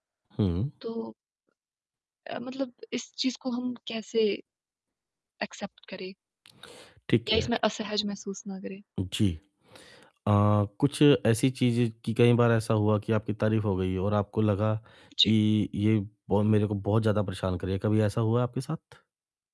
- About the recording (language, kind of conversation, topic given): Hindi, advice, मैं अपनी योग्यता और मिली तारीफों को शांत मन से कैसे स्वीकार करूँ?
- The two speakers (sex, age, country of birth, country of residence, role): female, 20-24, India, India, user; male, 35-39, India, India, advisor
- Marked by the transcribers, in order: in English: "एक्सेप्ट"; distorted speech